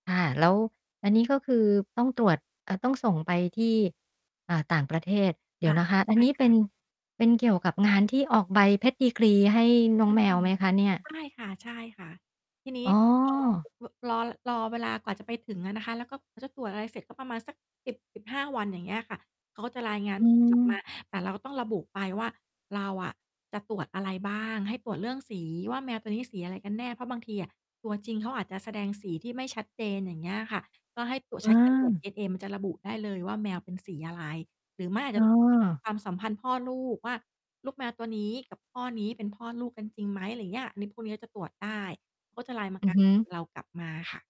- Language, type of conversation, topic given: Thai, podcast, มีคำแนะนำสำหรับคนที่อยากเริ่มเรียนตอนอายุมากไหม?
- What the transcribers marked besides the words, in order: static; distorted speech